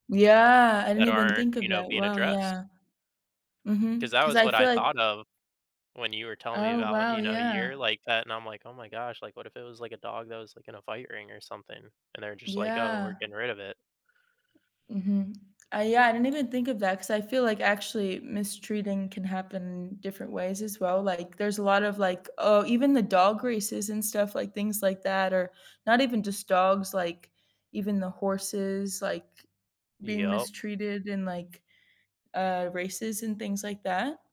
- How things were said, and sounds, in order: tapping; other background noise
- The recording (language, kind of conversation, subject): English, unstructured, How do you think people should respond when they witness animal cruelty in public?
- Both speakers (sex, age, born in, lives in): female, 20-24, United States, United States; male, 30-34, United States, United States